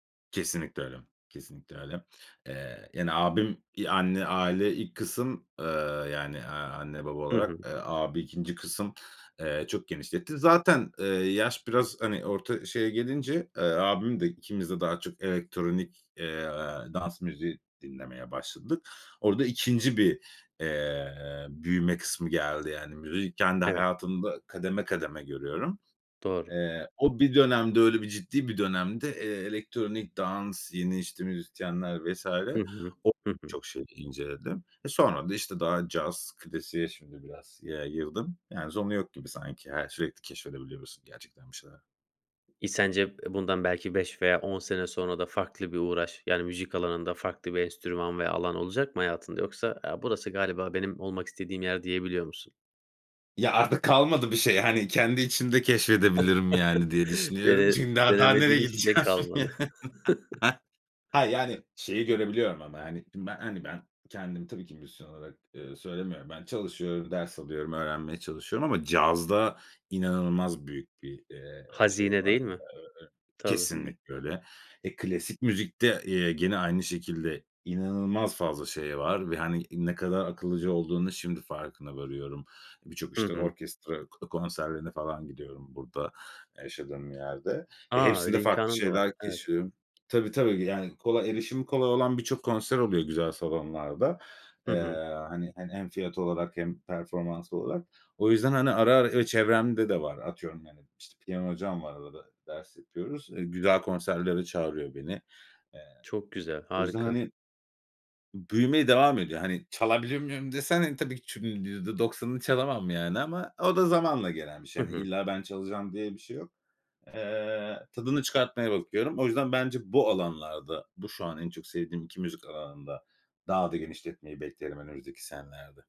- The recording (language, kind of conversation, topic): Turkish, podcast, Müzik zevkini en çok kim ya da ne etkiledi?
- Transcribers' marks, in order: other background noise; tapping; laughing while speaking: "Dene denemediğin hiçbir şey kalmadı"; laugh